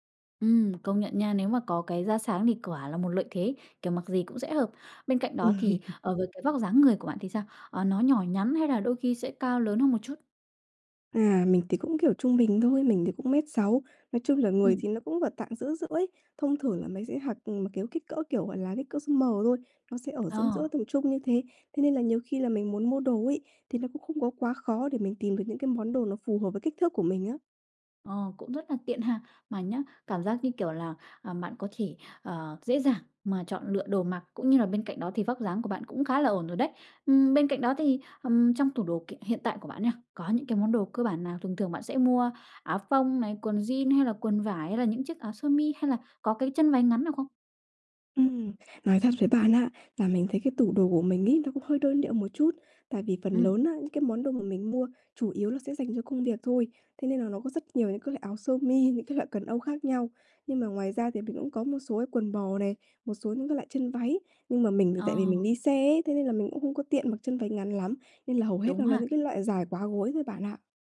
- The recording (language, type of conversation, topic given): Vietnamese, advice, Làm sao để có thêm ý tưởng phối đồ hằng ngày và mặc đẹp hơn?
- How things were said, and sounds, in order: tapping; laughing while speaking: "Ừm"; "mặc" said as "hặc"